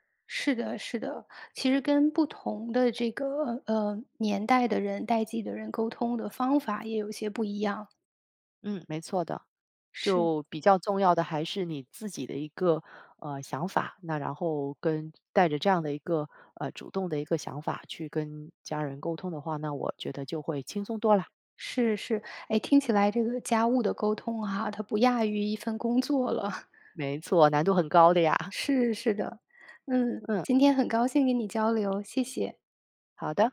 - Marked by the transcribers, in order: laughing while speaking: "工作了"; chuckle; other background noise
- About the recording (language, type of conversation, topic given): Chinese, podcast, 如何更好地沟通家务分配？